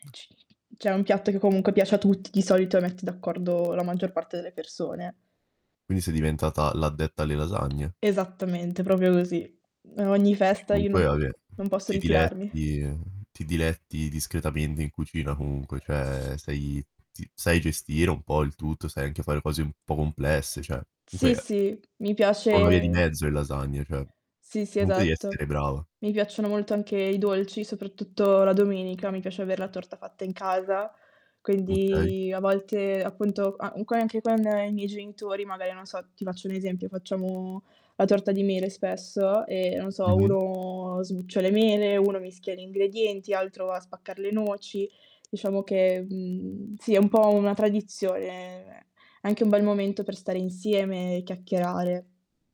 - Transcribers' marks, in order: other background noise; distorted speech; tapping; "proprio" said as "propio"; "cioè" said as "ceh"; mechanical hum; "cioè" said as "ceh"
- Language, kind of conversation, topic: Italian, podcast, Qual è il ruolo dei pasti in famiglia nella vostra vita quotidiana?